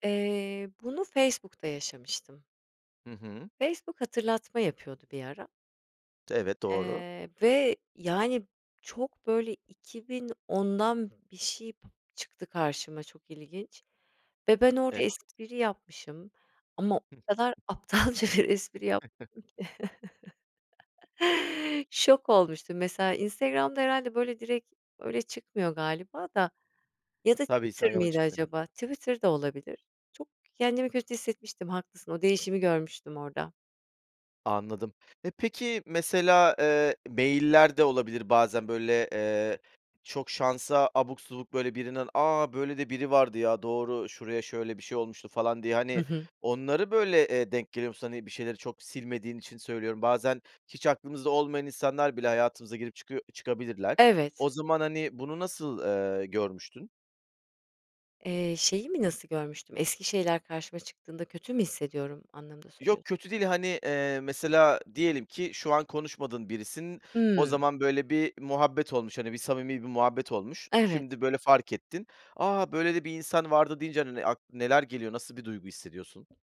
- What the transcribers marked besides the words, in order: tapping; laughing while speaking: "aptalca bir"; unintelligible speech; chuckle; giggle
- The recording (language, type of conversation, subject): Turkish, podcast, Eski gönderileri silmeli miyiz yoksa saklamalı mıyız?